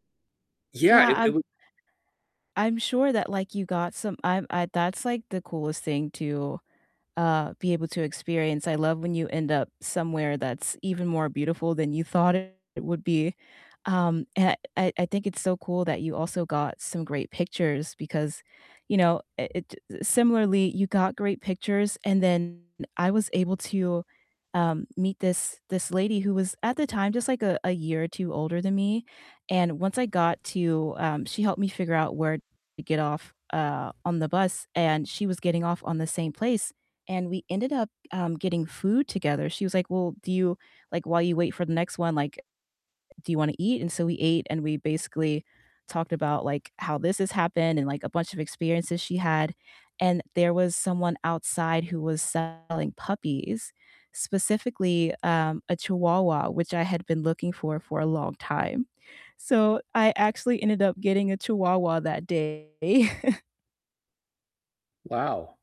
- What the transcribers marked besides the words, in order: distorted speech; other background noise; chuckle
- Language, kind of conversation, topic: English, unstructured, What's a travel mistake you made that turned into a great story?
- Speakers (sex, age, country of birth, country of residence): female, 30-34, United States, United States; male, 35-39, United States, United States